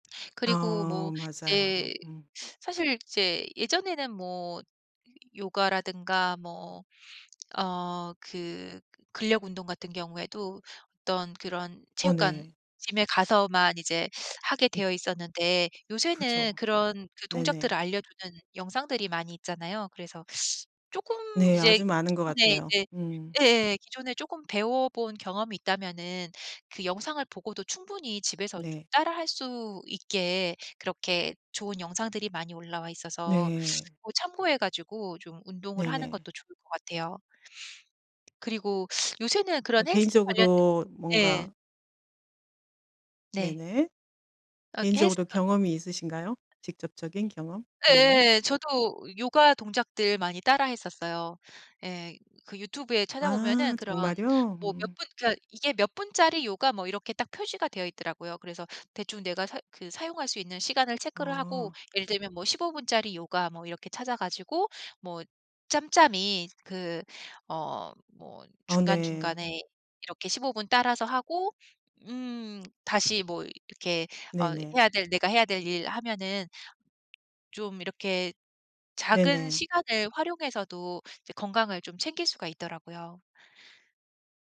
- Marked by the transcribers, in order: teeth sucking; in English: "gym에"; teeth sucking; teeth sucking; tapping; teeth sucking; teeth sucking; other background noise
- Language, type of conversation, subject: Korean, podcast, 요즘 스마트폰을 어떻게 사용하고 계신가요?